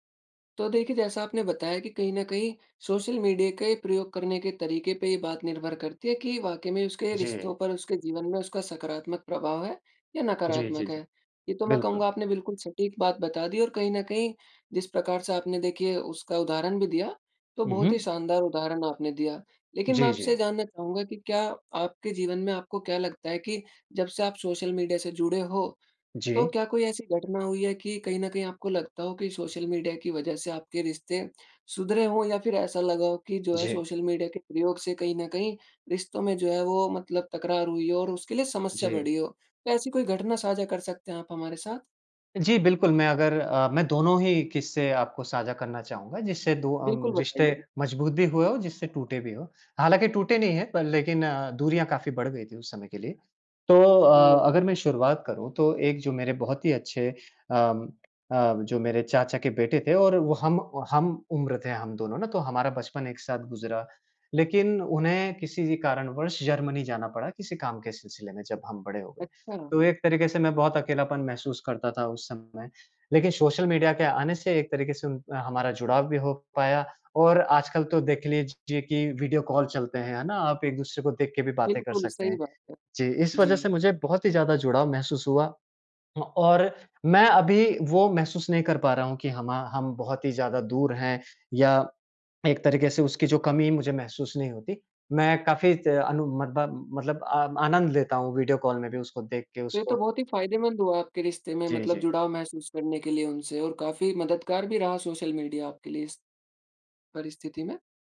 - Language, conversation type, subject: Hindi, podcast, सोशल मीडिया ने रिश्तों पर क्या असर डाला है, आपके हिसाब से?
- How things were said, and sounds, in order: tapping; in English: "वीडियो कॉल"; in English: "वीडियो कॉल"; in English: "सोशल मीडिया"